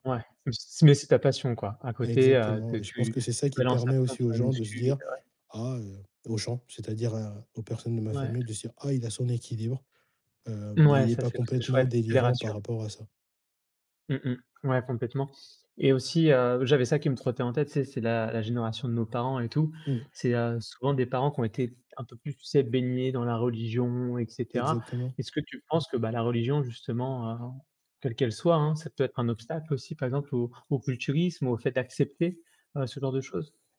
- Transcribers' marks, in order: none
- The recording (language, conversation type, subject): French, podcast, Comment gères-tu les attentes de ta famille concernant ton apparence ?